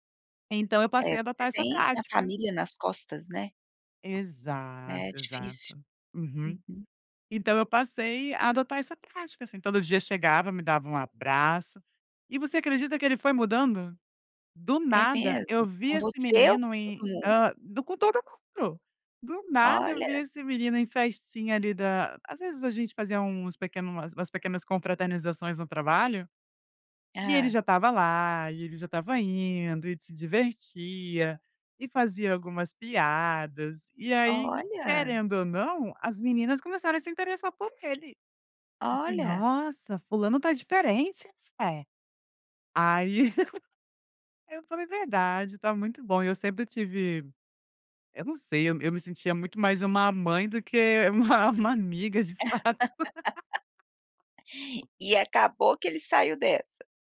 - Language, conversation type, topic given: Portuguese, podcast, Como apoiar um amigo que está se isolando?
- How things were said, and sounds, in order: tapping; laugh; laugh